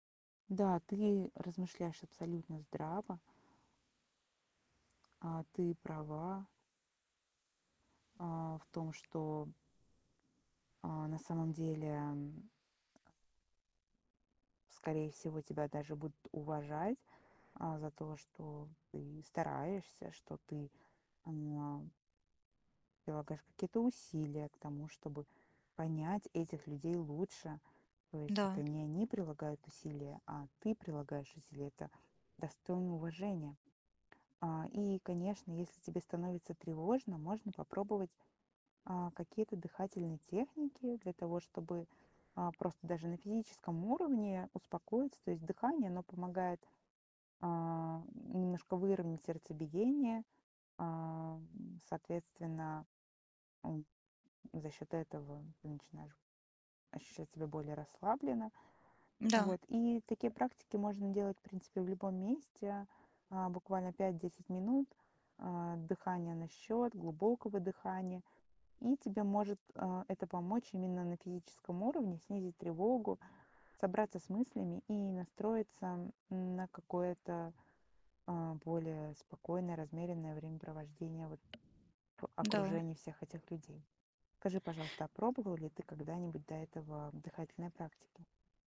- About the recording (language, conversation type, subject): Russian, advice, Как перестать чувствовать себя неловко на вечеринках и легче общаться с людьми?
- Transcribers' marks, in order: tapping